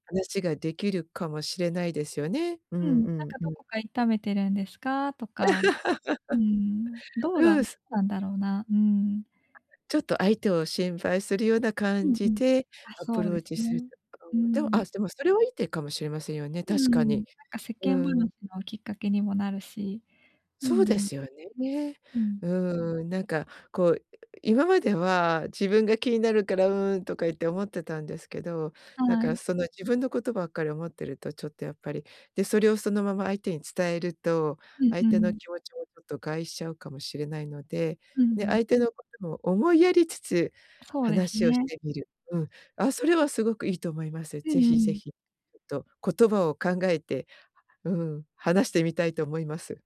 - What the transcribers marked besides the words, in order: laugh; other noise; unintelligible speech; other background noise
- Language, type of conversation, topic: Japanese, advice, 個性的な習慣をもっと受け入れられるようになるにはどうしたらいいですか？